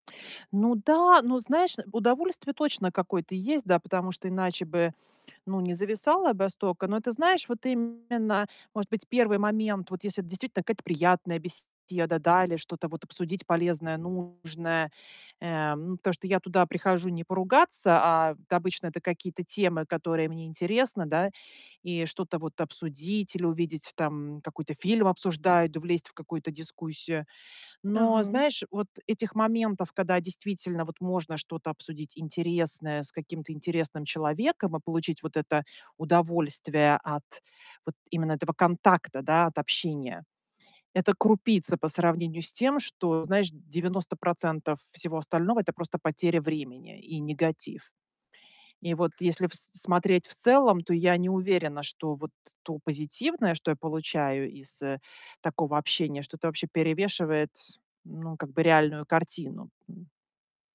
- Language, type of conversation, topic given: Russian, advice, Как и почему вы чаще всего теряете время в соцсетях и за телефоном?
- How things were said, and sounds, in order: distorted speech; tapping; other background noise